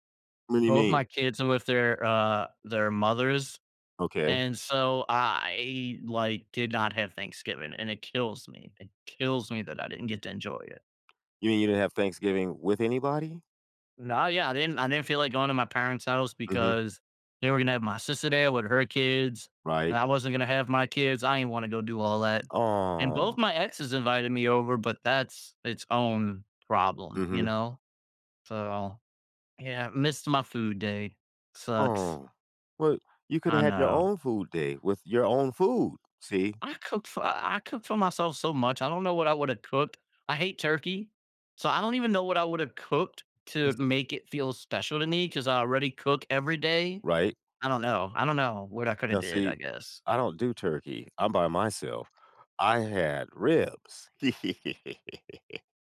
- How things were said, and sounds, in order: tapping; drawn out: "Aw"; giggle
- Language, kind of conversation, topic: English, unstructured, How can I let my hobbies sneak into ordinary afternoons?